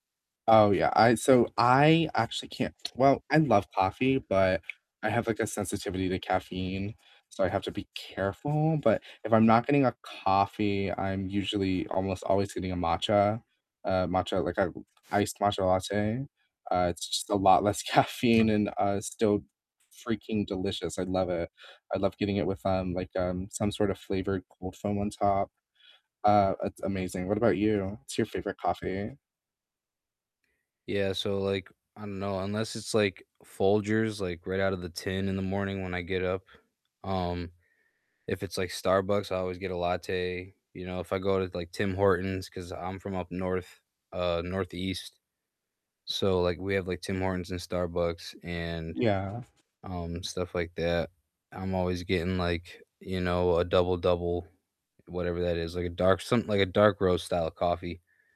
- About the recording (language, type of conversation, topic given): English, unstructured, Which local spots would you visit with a guest today?
- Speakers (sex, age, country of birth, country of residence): female, 20-24, United States, United States; male, 30-34, United States, United States
- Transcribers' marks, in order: distorted speech; tapping; static; laughing while speaking: "caffeine"; other background noise